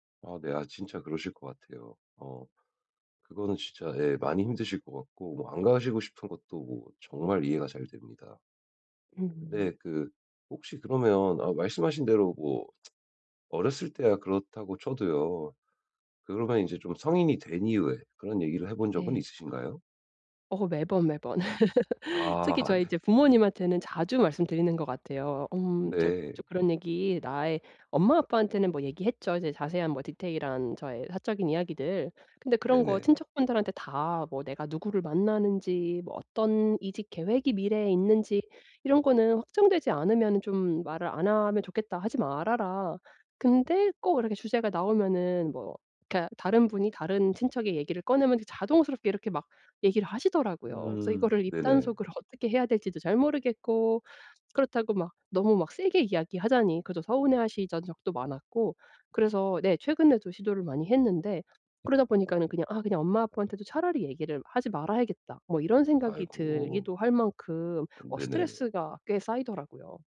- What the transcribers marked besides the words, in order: other background noise; tsk; laugh; tapping
- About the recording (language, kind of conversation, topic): Korean, advice, 파티나 모임에서 불편한 대화를 피하면서 분위기를 즐겁게 유지하려면 어떻게 해야 하나요?